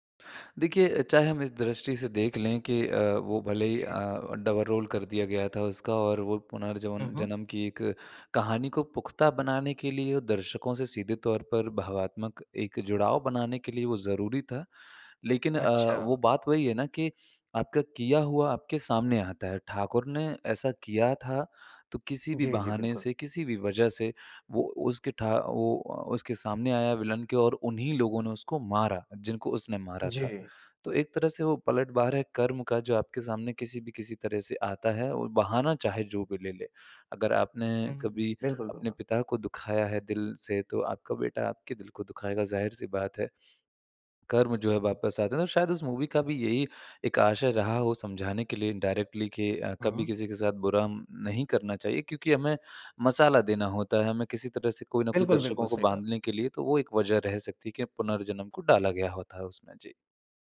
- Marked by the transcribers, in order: in English: "डबल रोल"; in English: "विलन"; in English: "मूवी"; in English: "इनडायरेक्टली"
- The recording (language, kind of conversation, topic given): Hindi, podcast, किस फिल्म ने आपको असल ज़िंदगी से कुछ देर के लिए भूलाकर अपनी दुनिया में खो जाने पर मजबूर किया?